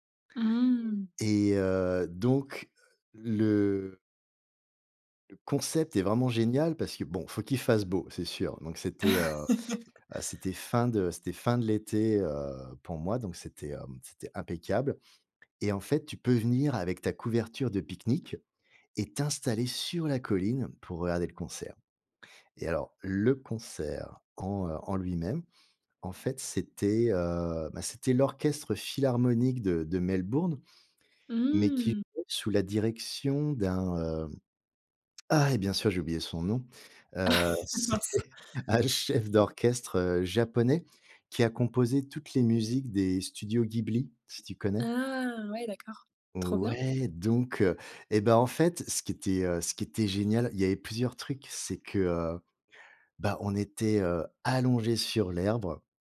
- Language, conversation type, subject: French, podcast, Quelle expérience de concert inoubliable as-tu vécue ?
- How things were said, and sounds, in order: other background noise; chuckle; laughing while speaking: "Mince"; laughing while speaking: "c'est un chef d'orchestre"; drawn out: "Ah !"; trusting: "Ouais"; stressed: "allongés"; "l'herbe" said as "l'herbre"